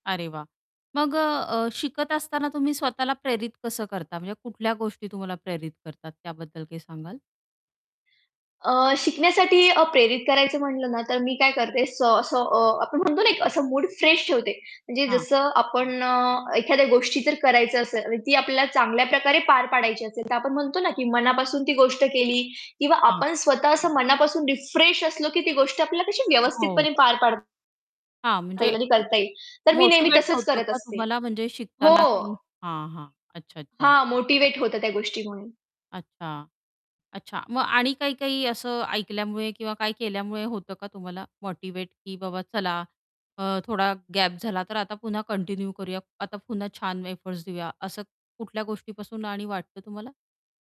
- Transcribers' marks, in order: in English: "फ्रेश"; other background noise; in English: "रिफ्रेश"; static; other noise; distorted speech; in English: "कंटिन्यू"; in English: "एफर्टस्"
- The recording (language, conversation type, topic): Marathi, podcast, शिकण्याचा तुमचा प्रवास कसा सुरू झाला?